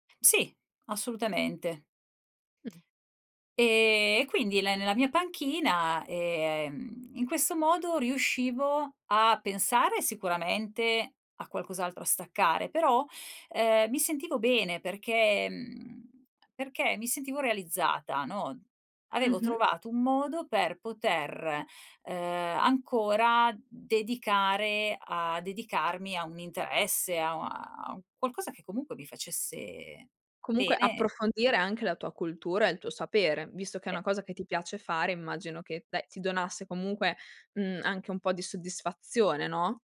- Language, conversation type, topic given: Italian, podcast, Come riuscivi a trovare il tempo per imparare, nonostante il lavoro o la scuola?
- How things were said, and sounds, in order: none